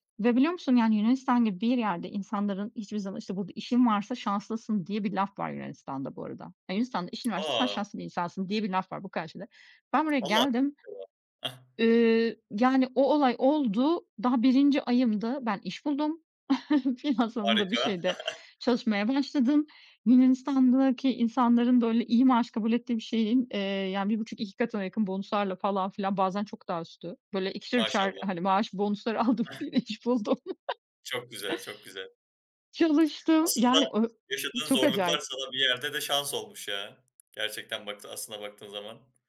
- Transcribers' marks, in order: other background noise; unintelligible speech; unintelligible speech; chuckle; chuckle; laughing while speaking: "iş buldum"
- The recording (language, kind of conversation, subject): Turkish, podcast, İçgüdülerine güvenerek aldığın en büyük kararı anlatır mısın?